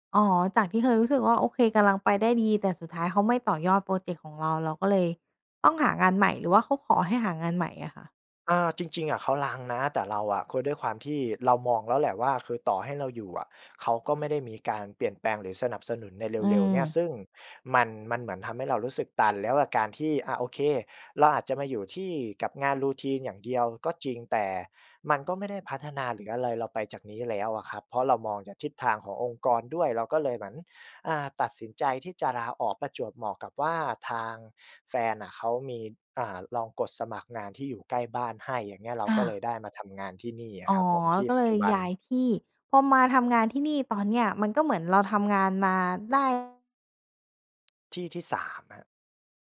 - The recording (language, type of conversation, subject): Thai, podcast, คุณวัดความสำเร็จด้วยเงินเพียงอย่างเดียวหรือเปล่า?
- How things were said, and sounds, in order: other background noise; in English: "routine"